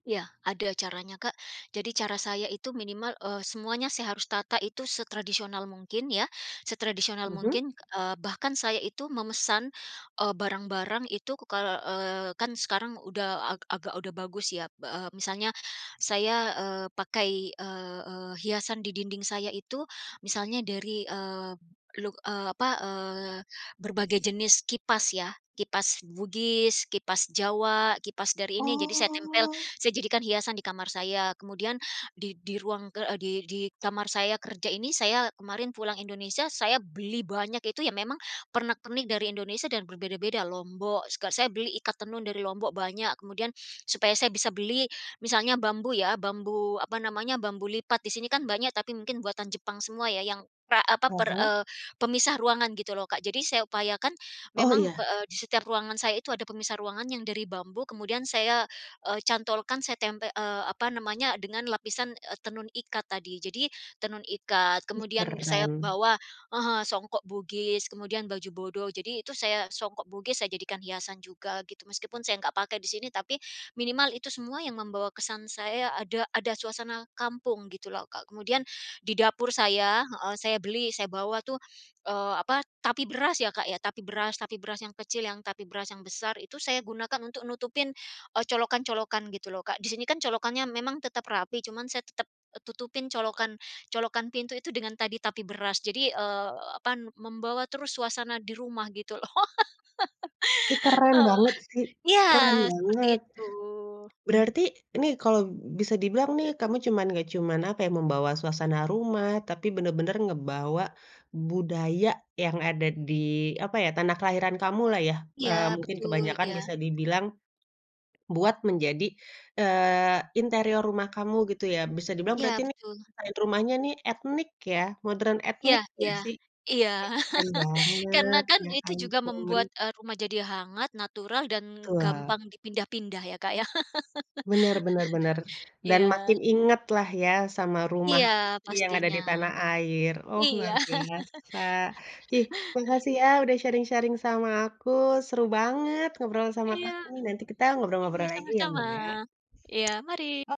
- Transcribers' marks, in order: tapping; drawn out: "Oh"; laughing while speaking: "loh"; laugh; laugh; laugh; in English: "sharing-sharing"; laugh; other background noise
- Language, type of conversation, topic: Indonesian, podcast, Apa sebenarnya arti kata rumah bagi kamu?